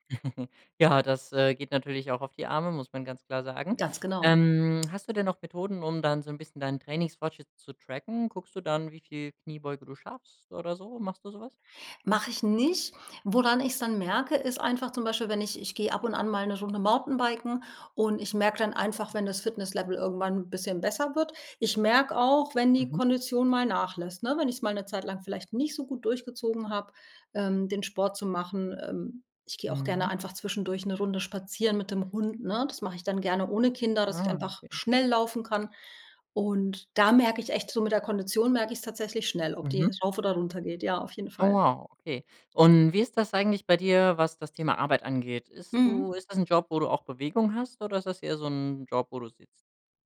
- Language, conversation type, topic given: German, podcast, Wie baust du kleine Bewegungseinheiten in den Alltag ein?
- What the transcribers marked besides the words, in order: chuckle